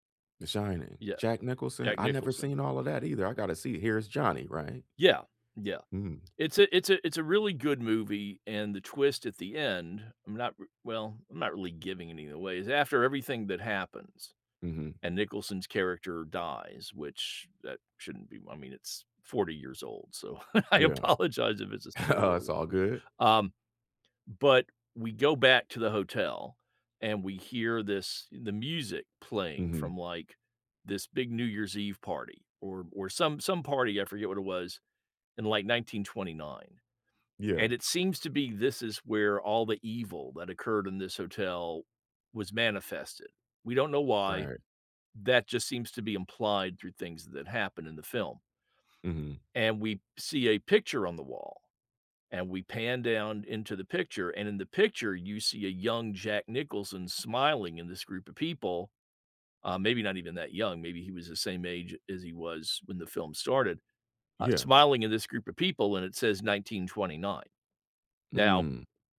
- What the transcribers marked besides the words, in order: chuckle; laugh; laughing while speaking: "I apologize"
- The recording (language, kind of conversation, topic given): English, unstructured, Which movie should I watch for the most surprising ending?